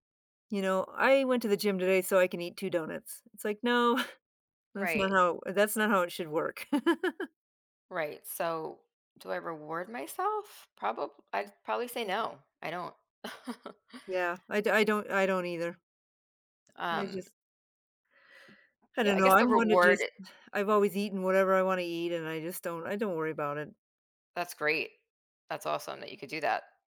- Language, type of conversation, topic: English, unstructured, What helps you enjoy being active and look forward to exercise?
- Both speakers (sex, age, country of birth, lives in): female, 45-49, United States, United States; female, 55-59, United States, United States
- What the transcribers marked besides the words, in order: chuckle; chuckle; chuckle; tapping; other background noise